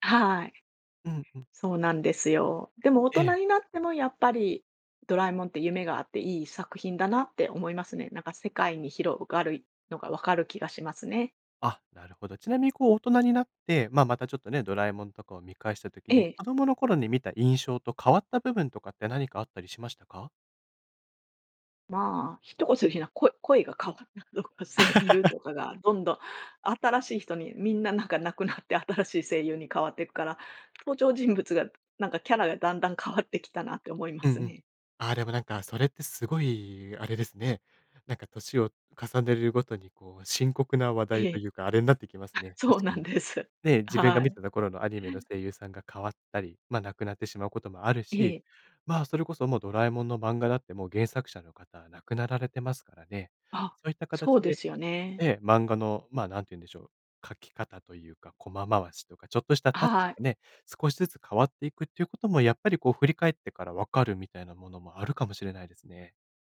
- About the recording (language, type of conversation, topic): Japanese, podcast, 漫画で心に残っている作品はどれですか？
- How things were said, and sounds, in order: other background noise; other noise; laughing while speaking: "一言で言うなら、声 声が変わったとか。声優とかがどんどん"; laugh